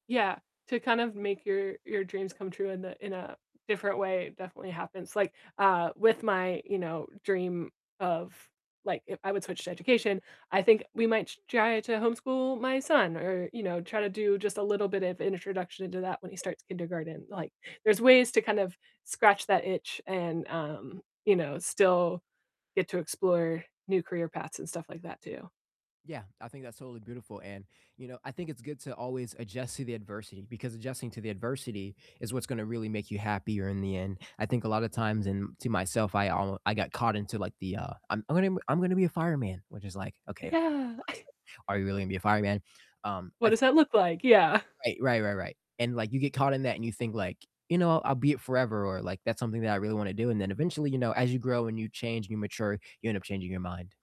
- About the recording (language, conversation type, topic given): English, unstructured, If you could try any new career, what would it be?
- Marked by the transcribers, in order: tapping; distorted speech; chuckle; laughing while speaking: "Yeah"; static